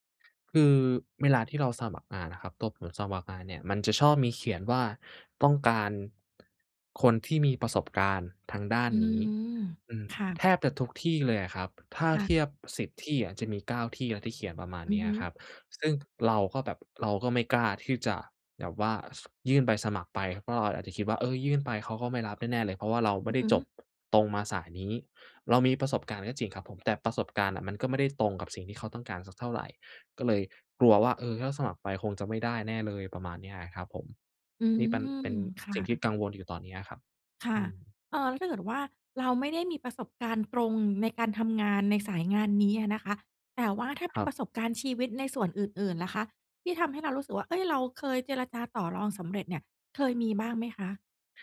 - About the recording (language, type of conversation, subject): Thai, advice, คุณกลัวอะไรเกี่ยวกับการเริ่มงานใหม่หรือการเปลี่ยนสายอาชีพบ้าง?
- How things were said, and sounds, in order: none